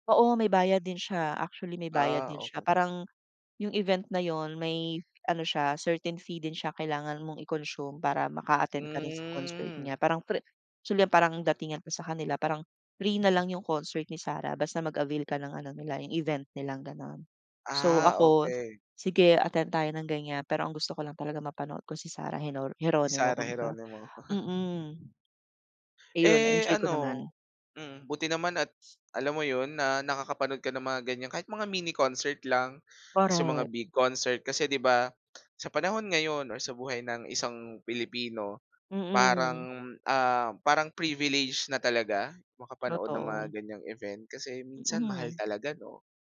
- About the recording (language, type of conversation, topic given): Filipino, podcast, Ano ang pinaka-hindi mo malilimutang konsiyertong napuntahan mo?
- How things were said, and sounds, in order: other background noise; chuckle